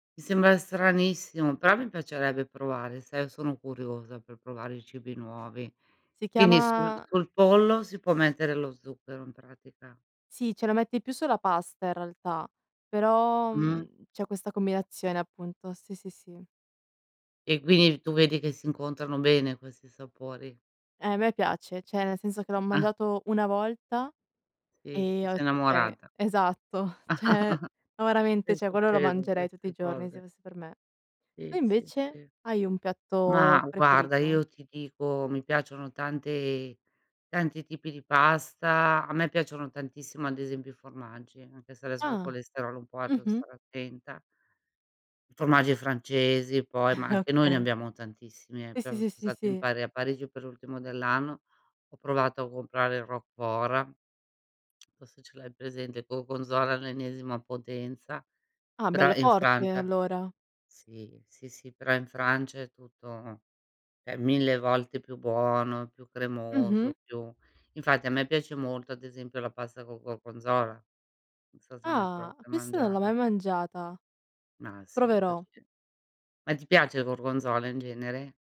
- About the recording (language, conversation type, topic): Italian, unstructured, Qual è il tuo piatto preferito e perché?
- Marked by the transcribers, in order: "quindi" said as "quini"; "cioè" said as "ceh"; "cioè" said as "ceh"; chuckle; other background noise; chuckle; "cioè" said as "ceh"